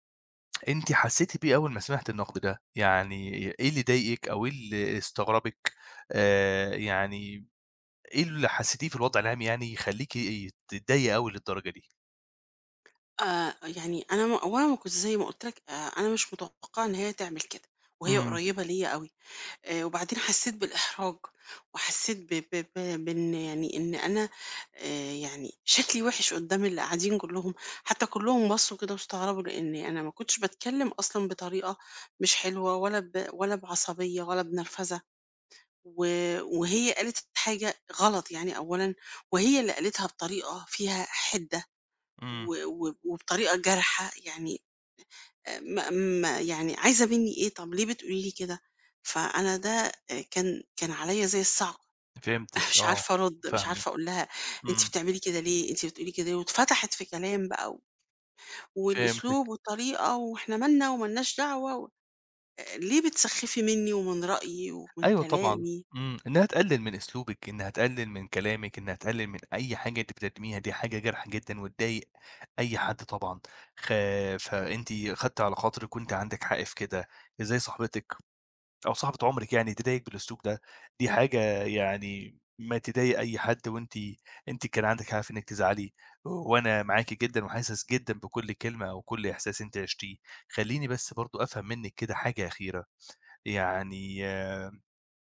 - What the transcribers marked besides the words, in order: tapping; chuckle
- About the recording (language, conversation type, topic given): Arabic, advice, إزاي أرد على صاحبي لما يقوللي كلام نقد جارح؟